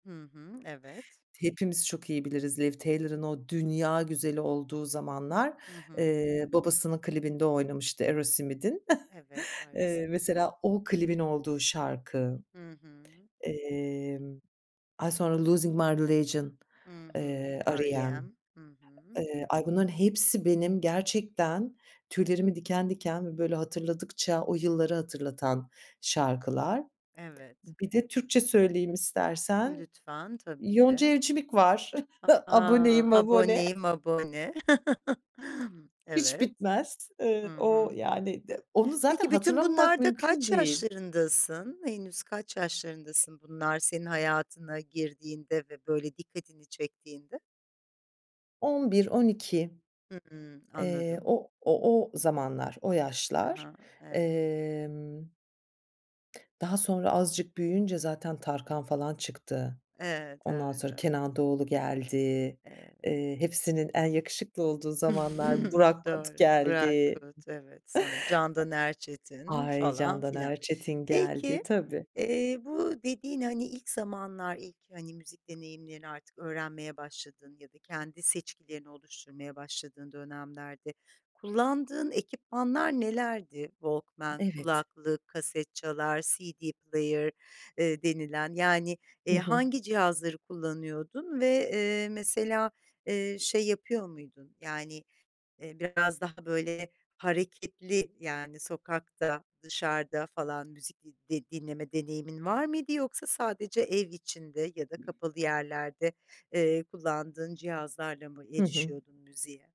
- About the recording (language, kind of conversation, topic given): Turkish, podcast, Bir şarkıyı yeniden keşfetme deneyimin nasıldı?
- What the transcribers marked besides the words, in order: tapping; other background noise; chuckle; chuckle; laughing while speaking: "Abone"; chuckle; chuckle; other noise; in English: "player"